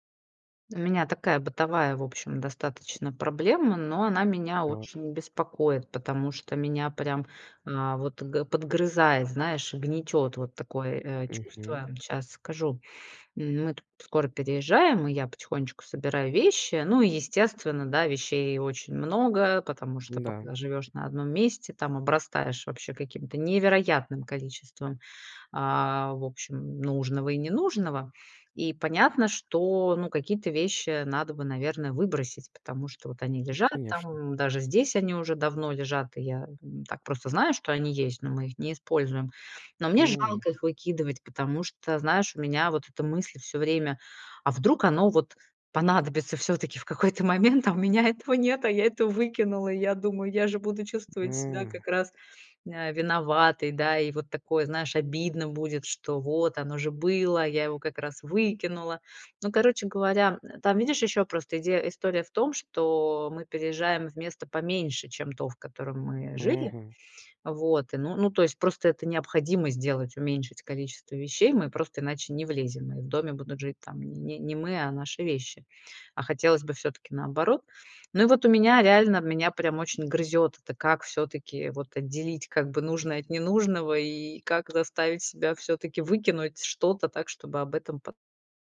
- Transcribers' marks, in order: tapping; laughing while speaking: "понадобится всё-таки в какой-то момент"
- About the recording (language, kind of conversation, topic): Russian, advice, Как при переезде максимально сократить количество вещей и не пожалеть о том, что я от них избавился(ась)?
- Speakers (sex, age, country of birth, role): female, 45-49, Russia, user; male, 18-19, Ukraine, advisor